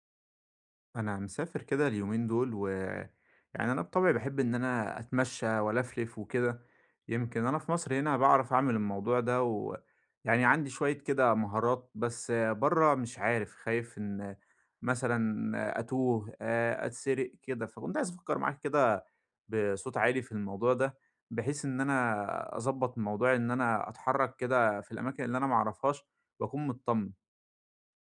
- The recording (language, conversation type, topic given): Arabic, advice, إزاي أتنقل بأمان وثقة في أماكن مش مألوفة؟
- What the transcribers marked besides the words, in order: none